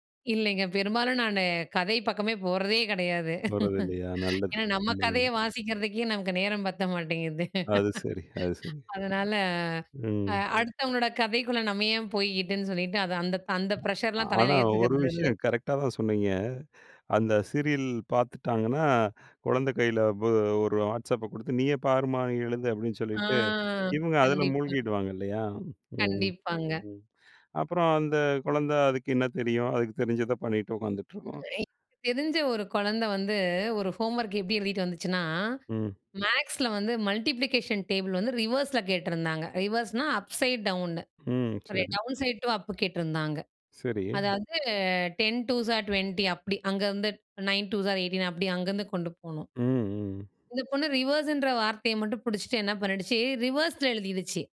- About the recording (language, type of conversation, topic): Tamil, podcast, தொழில்நுட்பம் கற்றலை எளிதாக்கினதா அல்லது சிரமப்படுத்தினதா?
- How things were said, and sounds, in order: laughing while speaking: "இல்லைங்க. பெரும்பாலும் நானு கதை பக்கமே … நேரம் பத்த மாட்டேங்குது"; in English: "ப்ரஷர்லாம்"; other background noise; in English: "ஹோம்வொர்க்"; in English: "மல்டிப்ளிகேஷன் டேபிள்"; in English: "ரிவர்ஸ்ல"; in English: "ரிவர்ஸ்னா, அப்சைட் டவுன்னு, சாரி டவுன் சைட் டூ அப்பு"; in English: "டென், டூஸ் ஆர் டுவென்டி"; in English: "நயன், டூஸ் ஆர் எய்டீன்"; in English: "ரிவர்ஸ்ன்ற"; in English: "ரிவர்ஸ்ல"